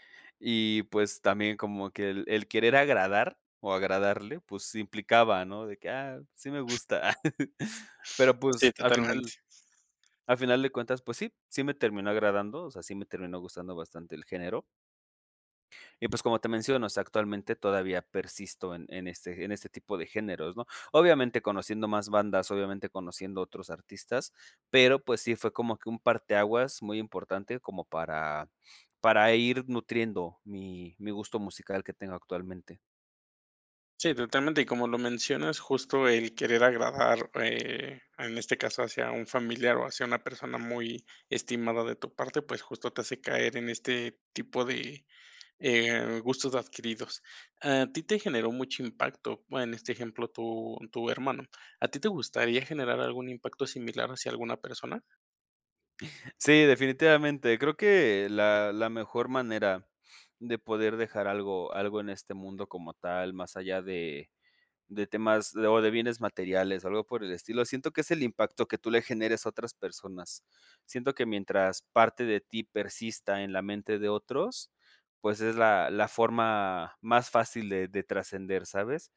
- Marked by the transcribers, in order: other background noise; chuckle; "pues" said as "pus"; tapping
- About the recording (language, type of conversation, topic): Spanish, podcast, ¿Qué canción o música te recuerda a tu infancia y por qué?